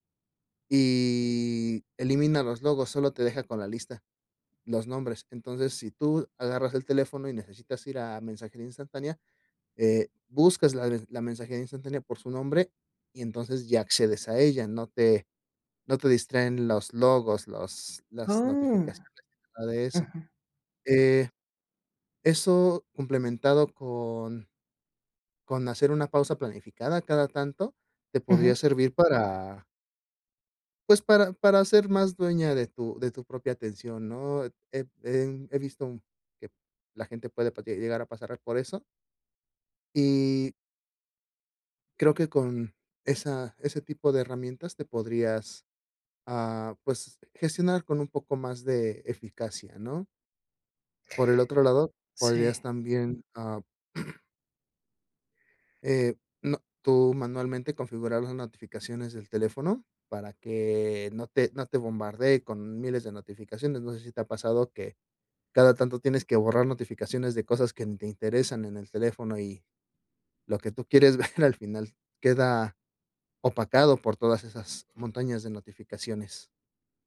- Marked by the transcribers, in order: drawn out: "Y"; throat clearing; chuckle
- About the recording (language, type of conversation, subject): Spanish, advice, ¿Cómo puedo evitar distraerme con el teléfono o las redes sociales mientras trabajo?